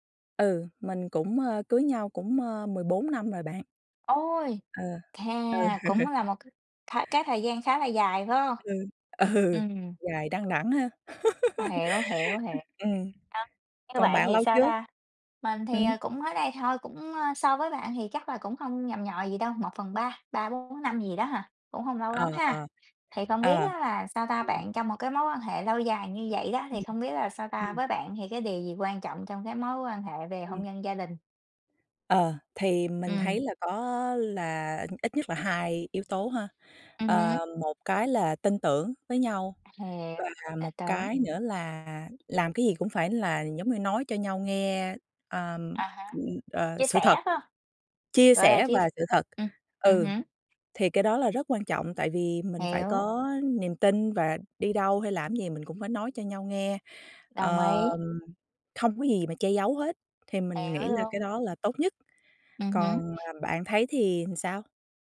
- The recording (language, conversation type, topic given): Vietnamese, unstructured, Theo bạn, điều gì quan trọng nhất trong một mối quan hệ?
- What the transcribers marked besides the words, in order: laughing while speaking: "ừ"; laughing while speaking: "ừ"; tapping; laugh; unintelligible speech; "làm" said as "ừng"